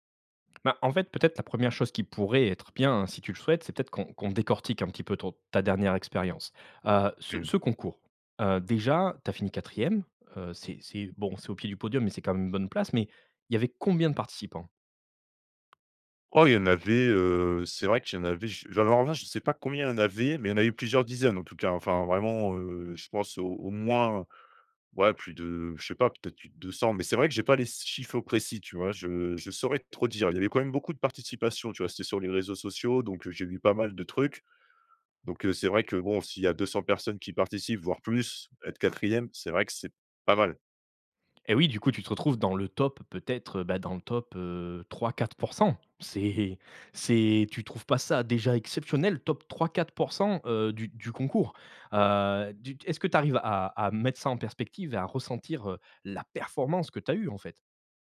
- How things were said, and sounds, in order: other background noise; stressed: "pas"; laughing while speaking: "c'est"; stressed: "exceptionnel"; stressed: "performance"
- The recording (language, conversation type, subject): French, advice, Comment retrouver la motivation après un échec ou un revers ?